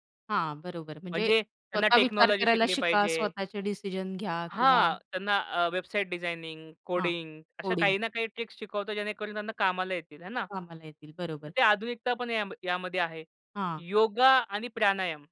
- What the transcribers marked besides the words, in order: in English: "टेक्नॉलॉजी"; in English: "ट्रिक्स"
- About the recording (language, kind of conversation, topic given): Marathi, podcast, परंपरा आणि आधुनिकतेत समतोल तुम्ही कसा साधता?